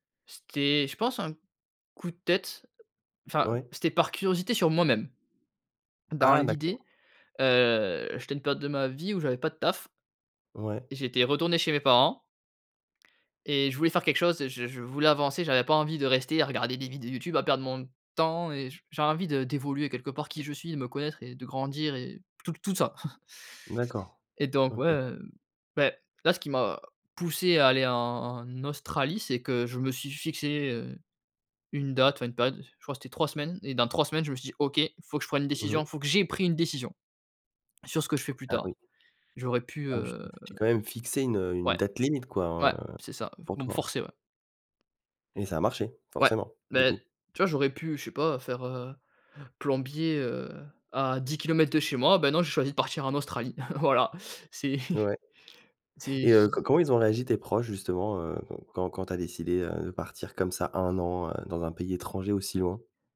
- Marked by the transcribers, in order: chuckle; stressed: "j'ai pris"; chuckle
- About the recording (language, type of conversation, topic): French, podcast, Comment cultives-tu ta curiosité au quotidien ?